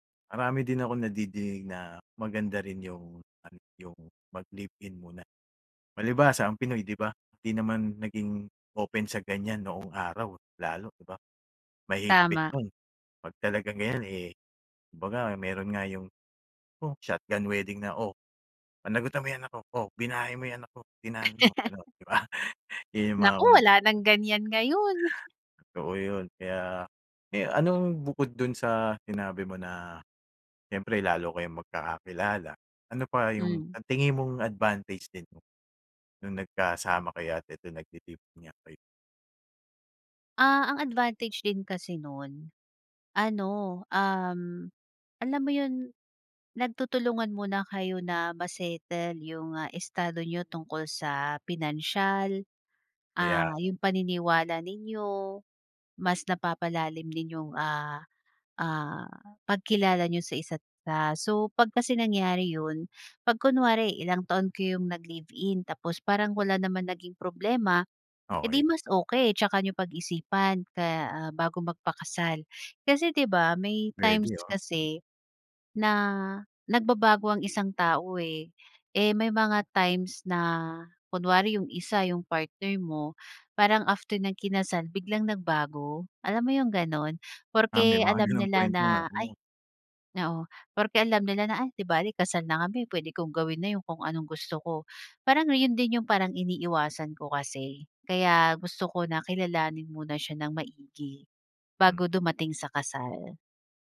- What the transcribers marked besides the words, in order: other background noise; in English: "shotgun wedding"; put-on voice: "O, panagutan mo yung anak … ko, tinanan mo"; chuckle
- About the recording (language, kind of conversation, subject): Filipino, podcast, Sino ang bigla mong nakilala na nagbago ng takbo ng buhay mo?